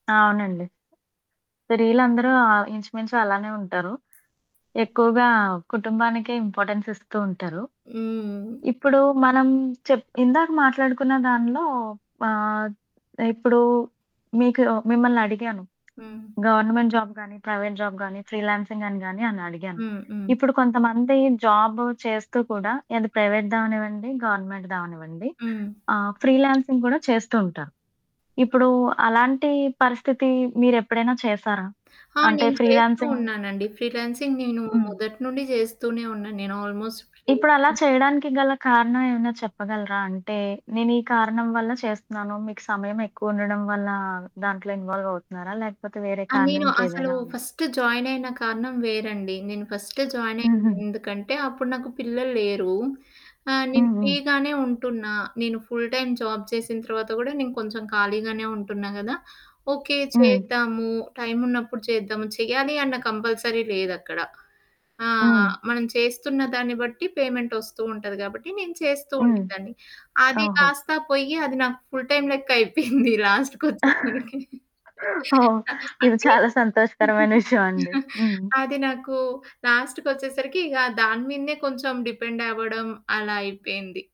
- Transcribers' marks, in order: static; other background noise; in English: "ఇంపార్టెన్స్"; in English: "గవర్నమెంట్ జాబ్"; in English: "ప్రైవేట్ జాబ్"; in English: "ఫ్రీలాన్సింగ్"; in English: "జాబ్"; in English: "ప్రైవేట్"; in English: "గవర్నమెంట్"; in English: "ఫ్రీలాన్సింగ్"; in English: "ఫ్రీలాన్సింగ్"; in English: "ఫ్రీలాన్సింగ్"; in English: "ఆల్మోస్ట్ ఫ్రీలాన్సింగ్"; distorted speech; in English: "ఇన్వాల్వ్"; in English: "ఫస్ట్ జాయిన్"; in English: "ఫస్ట్ జాయిన్"; in English: "ఫ్రీ"; in English: "ఫుల్ టైమ్ జాబ్"; in English: "కంపల్సరీ"; in English: "పేమెంట్"; chuckle; in English: "ఫుల్ టైమ్"; laughing while speaking: "లాస్ట్ కోచ్చేసారికి. అంటే"; in English: "లాస్ట్"; in English: "లాస్ట్‌కి"; in English: "డిపెండ్"
- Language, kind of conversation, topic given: Telugu, podcast, పనిలో సంతోషం, డబ్బు, స్థిరత్వం—వీటిలో మీకు ఏది ఎక్కువగా ముఖ్యం?